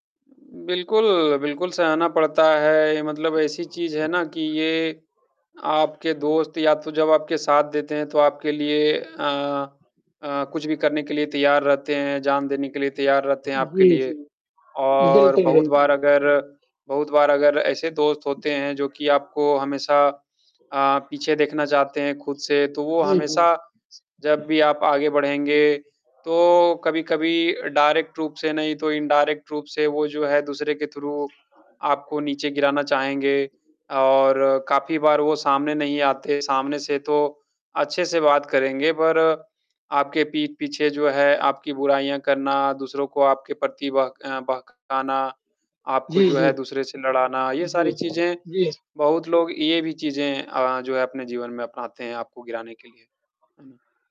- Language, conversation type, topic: Hindi, unstructured, क्या आपको कभी किसी दोस्त से धोखा मिला है?
- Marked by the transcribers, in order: static; other background noise; in English: "डायरेक्ट"; in English: "इनडायरेक्ट"; in English: "थ्रू"; distorted speech